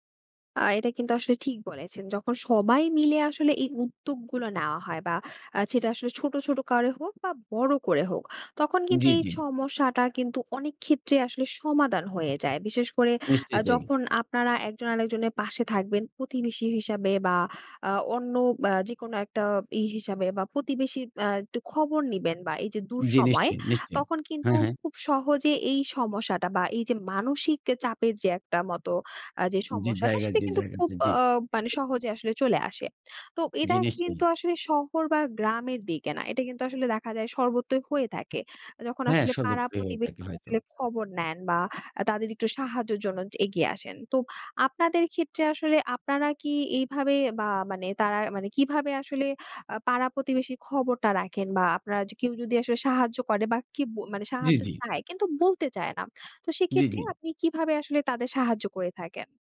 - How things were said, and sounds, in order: "প্রতিবেশী" said as "পতিবেশী"; "প্রতিবেশীর" said as "পতিবেশীর"
- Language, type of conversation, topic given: Bengali, podcast, দুর্যোগের সময়ে পাড়া-মহল্লার মানুষজন কীভাবে একে অপরকে সামলে নেয়?